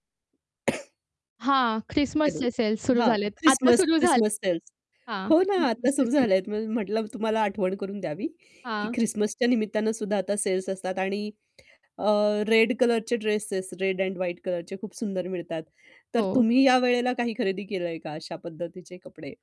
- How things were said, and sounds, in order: cough; other noise; distorted speech; in English: "रेड कलरचे ड्रेसस, रेड एंड व्हाईट कलरचे"
- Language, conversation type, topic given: Marathi, podcast, बजेटमध्येही स्टाइल कशी कायम राखता?